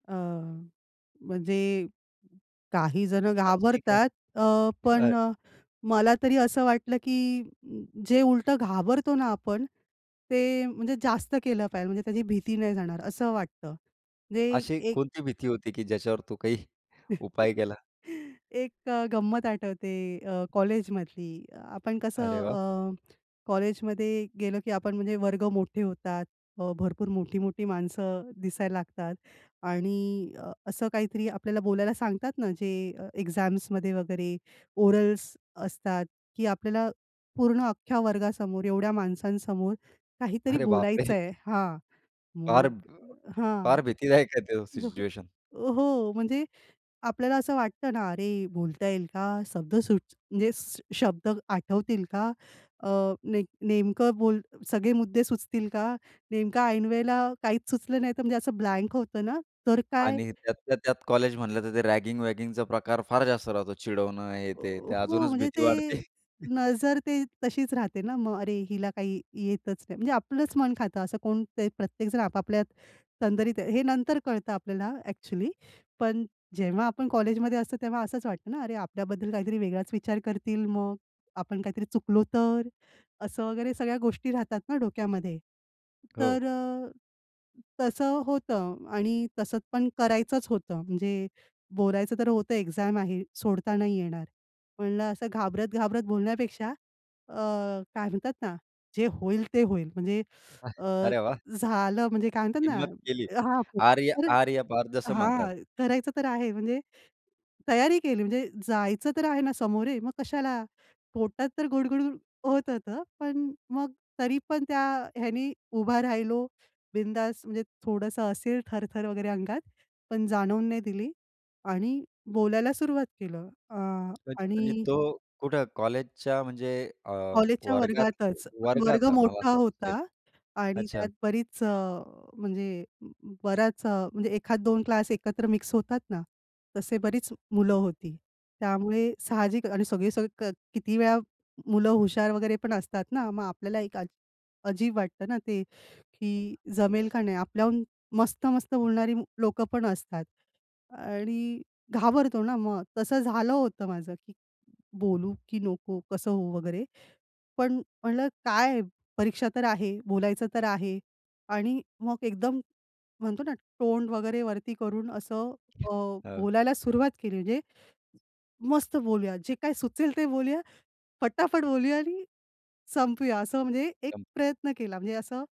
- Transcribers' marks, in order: tapping; chuckle; tongue click; in English: "एक्झाम्समध्ये"; in English: "ओरल्स"; chuckle; unintelligible speech; other background noise; in English: "रॅगिंग"; chuckle; in English: "एक्झाम"; chuckle; in Hindi: "आर या आर या पार"; "बोलणारी" said as "उलणारी"; wind
- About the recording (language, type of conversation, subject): Marathi, podcast, भीतीशी सामना करताना तुम्ही काय करता?